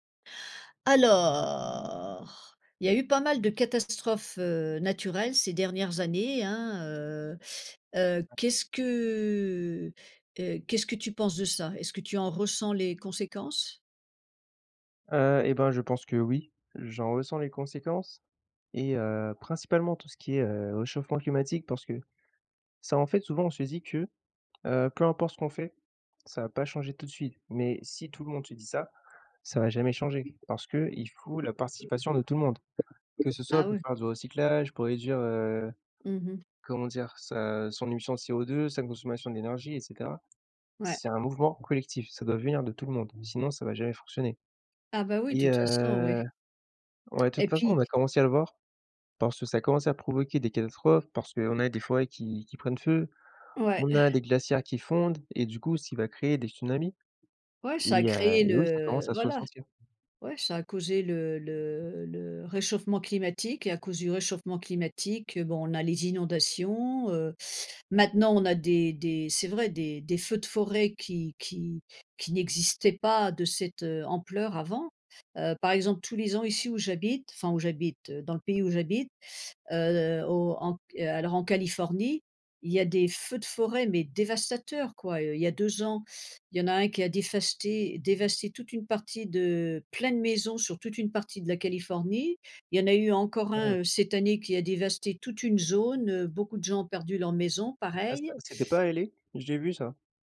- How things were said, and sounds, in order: drawn out: "Alors"; other background noise; unintelligible speech; other noise; stressed: "dévastateurs"; put-on voice: "L.A ?"
- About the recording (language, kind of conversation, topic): French, unstructured, Comment ressens-tu les conséquences des catastrophes naturelles récentes ?